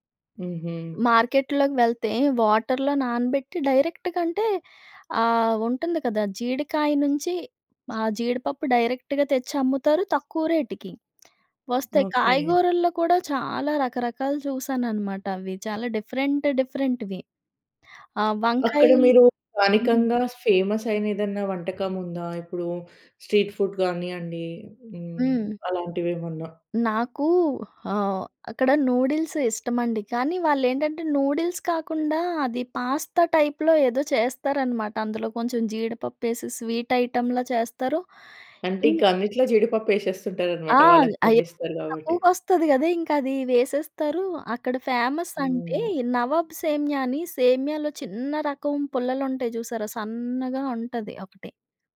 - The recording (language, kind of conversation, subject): Telugu, podcast, స్థానిక జనాలతో కలిసినప్పుడు మీకు గుర్తుండిపోయిన కొన్ని సంఘటనల కథలు చెప్పగలరా?
- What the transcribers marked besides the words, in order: in English: "మార్కెట్‌లోకి"; in English: "వాటర్‌లో"; in English: "డైరెక్ట్‌గా"; in English: "డైరెక్ట్‌గా"; lip smack; in English: "డిఫరెంట్ డిఫరెంట్‌వి"; tapping; in English: "ఫేమస్"; in English: "స్ట్రీట్ ఫుడ్"; in English: "నూడిల్స్"; in English: "నూడిల్స్"; in English: "పాస్తా టైప్‌లో"; in English: "స్వీట్ ఐటెమ్‌లా"; in English: "ఫేమస్"